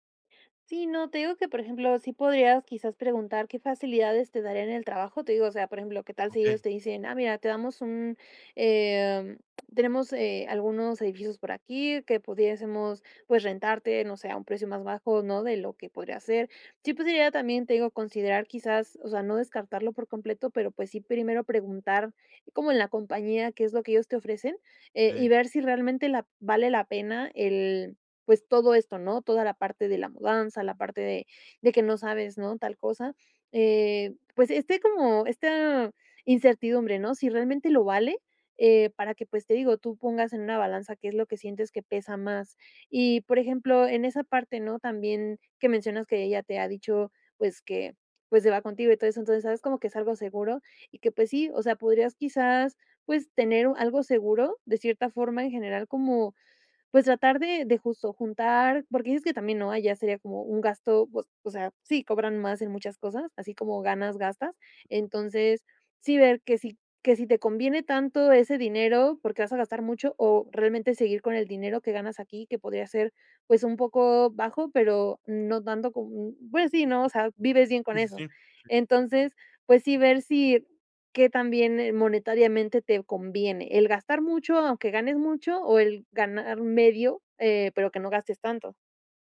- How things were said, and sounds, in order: lip smack
- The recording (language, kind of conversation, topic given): Spanish, advice, Miedo a sacrificar estabilidad por propósito